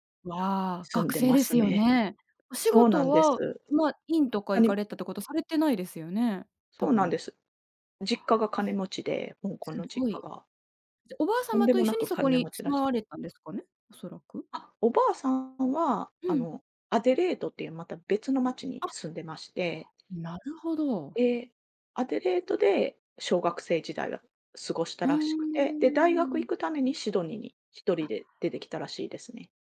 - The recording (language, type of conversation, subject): Japanese, podcast, 旅先で出会った面白い人について聞かせていただけますか？
- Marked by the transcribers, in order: tapping